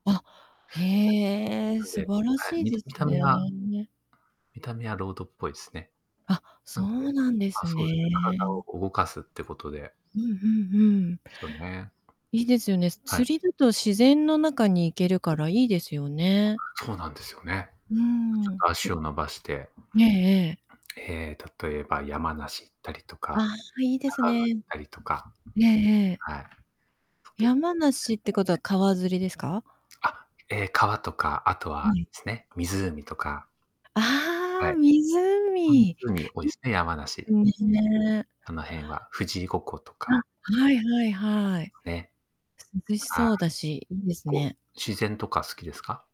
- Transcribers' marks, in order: drawn out: "へえ"; distorted speech; other background noise; tapping; unintelligible speech; unintelligible speech; unintelligible speech; unintelligible speech; unintelligible speech
- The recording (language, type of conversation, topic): Japanese, unstructured, 気分が落ち込んだとき、何をすると元気になりますか？